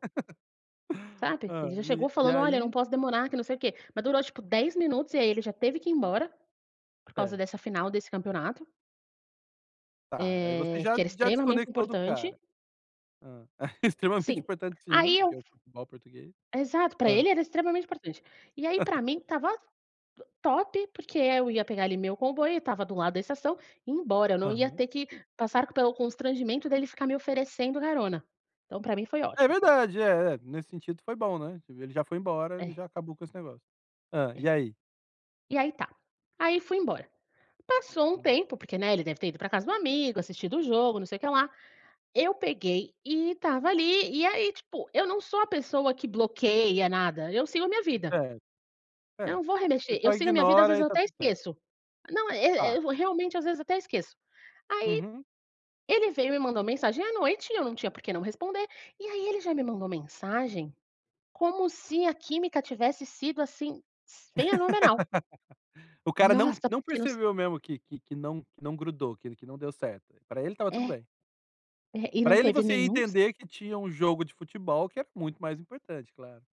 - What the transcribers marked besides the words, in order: chuckle; chuckle; laughing while speaking: "extremamente importante"; tapping; in English: "top"; chuckle; laugh
- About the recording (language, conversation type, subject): Portuguese, podcast, Qual encontro com um morador local te marcou e por quê?